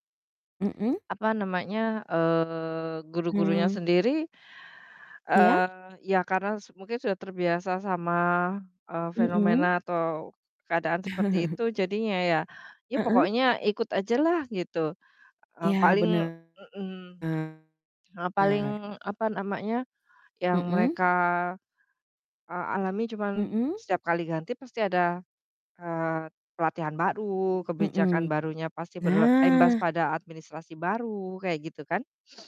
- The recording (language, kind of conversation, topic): Indonesian, unstructured, Mengapa kebijakan pendidikan sering berubah-ubah dan membingungkan?
- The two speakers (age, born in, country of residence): 25-29, Indonesia, Indonesia; 45-49, Indonesia, Indonesia
- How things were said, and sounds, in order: tapping; chuckle; distorted speech